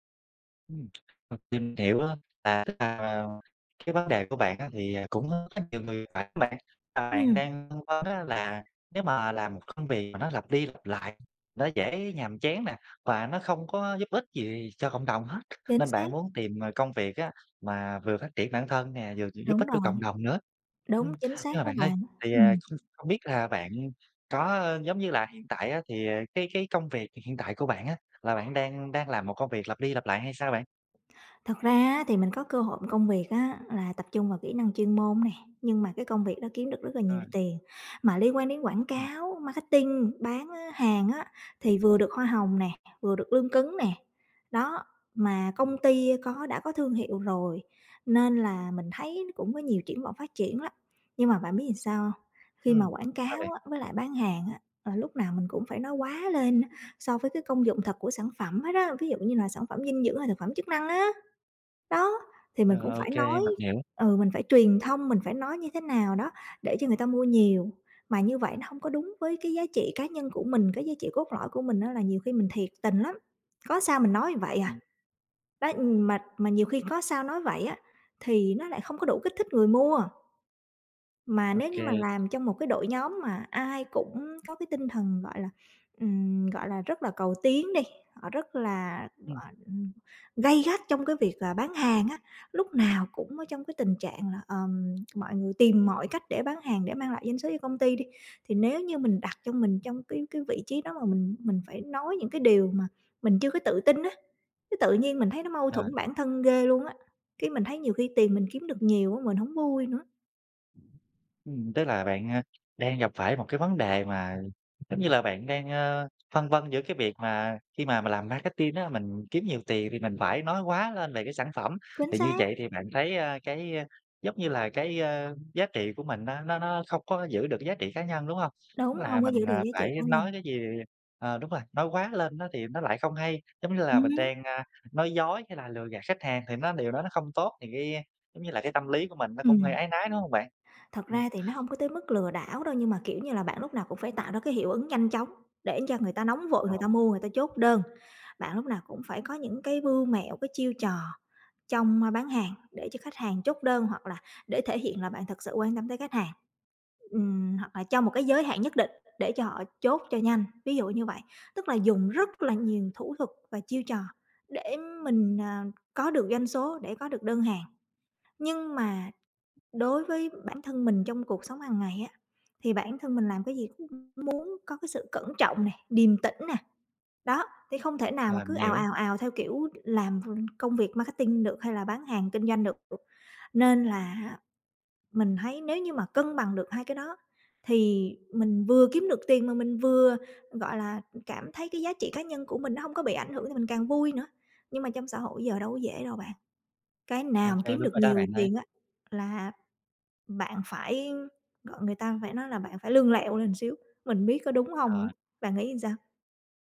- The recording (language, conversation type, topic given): Vietnamese, advice, Làm thế nào để bạn cân bằng giữa giá trị cá nhân và công việc kiếm tiền?
- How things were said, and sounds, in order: tapping; other background noise; unintelligible speech; "marketing" said as "ma két tin"; unintelligible speech; other noise